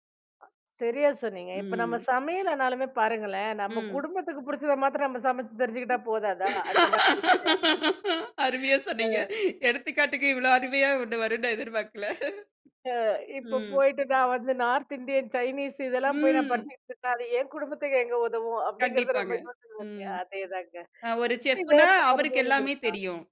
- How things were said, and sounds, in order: tapping; laugh; unintelligible speech; chuckle; drawn out: "ம்"; in English: "செஃப்னா"; other background noise
- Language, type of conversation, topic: Tamil, podcast, ஒரு பெரிய பணியை சிறு படிகளாக எப்படி பிரிக்கிறீர்கள்?